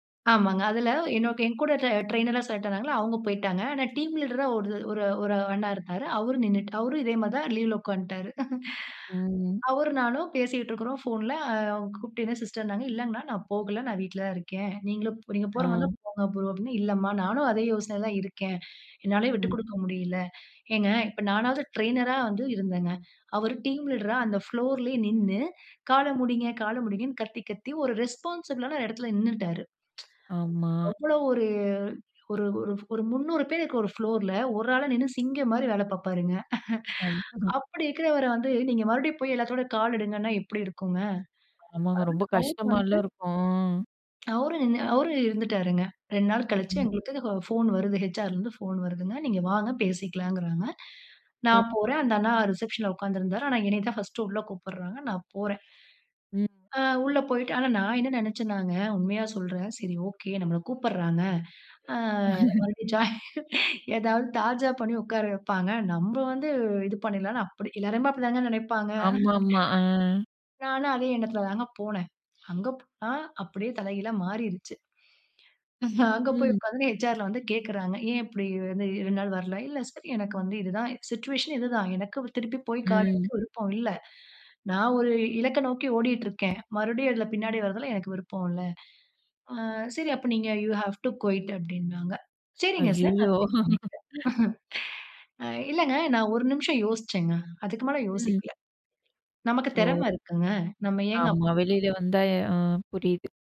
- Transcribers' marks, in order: in English: "ட்ரெய்னரா செலக்ட்"; in English: "டீம் லீடரா"; chuckle; other background noise; in English: "டிரெய்னரா"; in English: "டீம் லீடரா"; in English: "ஃபுளோர்லேயே"; in English: "ரெஸ்பான்சிபிளான"; tsk; drawn out: "ஒரு"; in English: "ஃபுளோர்ல"; unintelligible speech; laugh; laugh; drawn out: "அ"; laughing while speaking: "ஜாய்னு"; laugh; chuckle; in English: "சிட்யூவேஷன்"; in English: "யூ ஹேவ் டூ குயிட்"; "க்விட்" said as "குயிட்"; laughing while speaking: "அய்யயோ!"; in English: "க்விட்"; chuckle; unintelligible speech
- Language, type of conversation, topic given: Tamil, podcast, நீங்கள் வாழ்க்கையின் நோக்கத்தை எப்படிக் கண்டுபிடித்தீர்கள்?